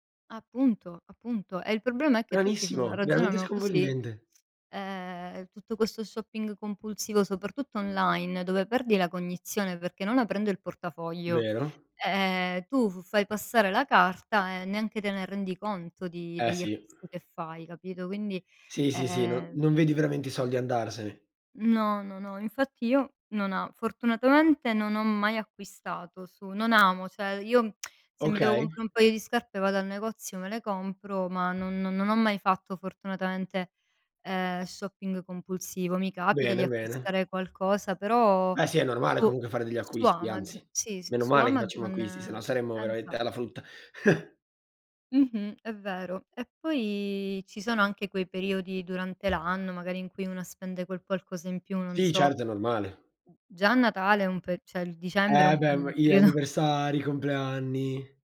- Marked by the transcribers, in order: "Stranissimo" said as "ranissimo"; other noise; "cioè" said as "ceh"; tsk; chuckle; other background noise; "cioè" said as "ceh"; laughing while speaking: "periodo"
- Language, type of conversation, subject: Italian, unstructured, Qual è una spesa che ti rende davvero felice?